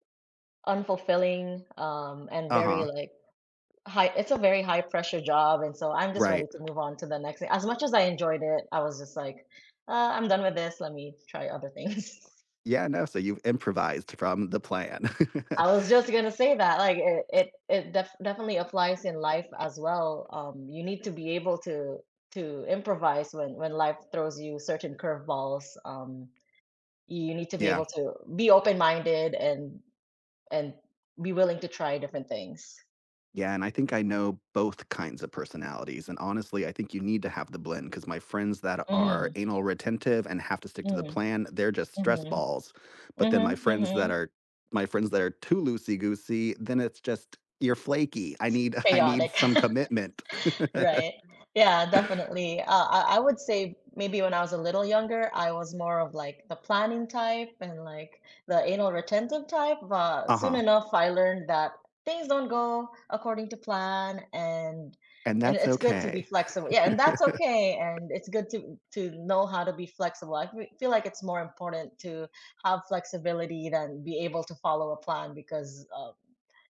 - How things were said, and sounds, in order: tapping; laughing while speaking: "things"; chuckle; chuckle; chuckle
- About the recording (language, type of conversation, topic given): English, unstructured, How do planning and improvisation each contribute to success at work?
- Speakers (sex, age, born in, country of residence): female, 30-34, Philippines, United States; male, 35-39, United States, United States